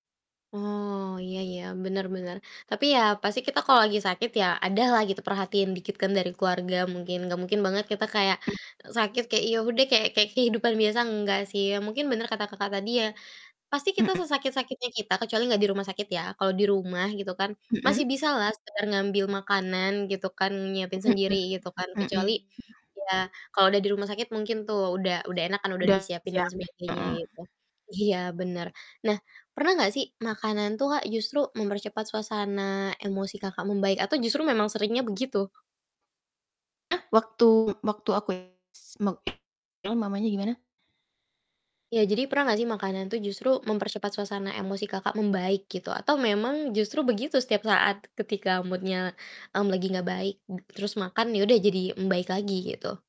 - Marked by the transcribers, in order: distorted speech; unintelligible speech; other background noise; in English: "mood-nya"
- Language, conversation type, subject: Indonesian, podcast, Menurut pengalamanmu, apa peran makanan dalam proses pemulihan?